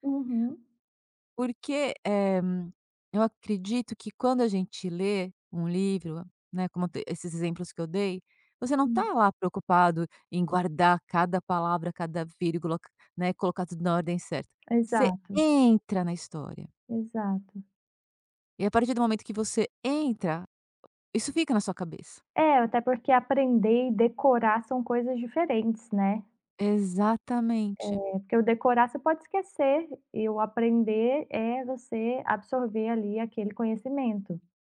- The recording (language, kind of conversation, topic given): Portuguese, podcast, Como você mantém equilíbrio entre aprender e descansar?
- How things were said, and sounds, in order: tapping; stressed: "entra"